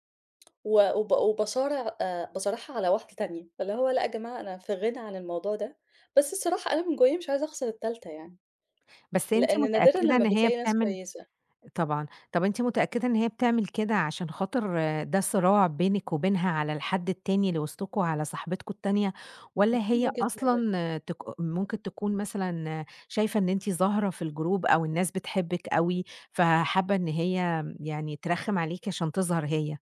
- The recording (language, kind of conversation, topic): Arabic, advice, إزاي أتعامل مع صراع جذب الانتباه جوّه شِلّة الصحاب؟
- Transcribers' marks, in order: tapping; unintelligible speech; in English: "الجروب"